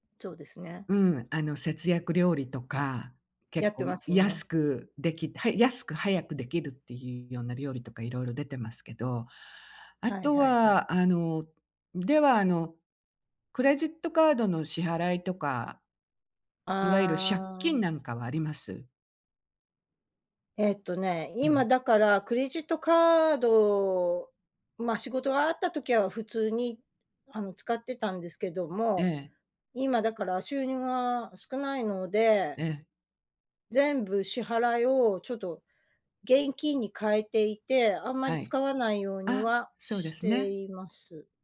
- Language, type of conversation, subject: Japanese, advice, 緊急用の資金がなく、将来が不安です。どうすればよいですか？
- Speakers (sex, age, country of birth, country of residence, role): female, 55-59, Japan, United States, user; female, 60-64, Japan, United States, advisor
- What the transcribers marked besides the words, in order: none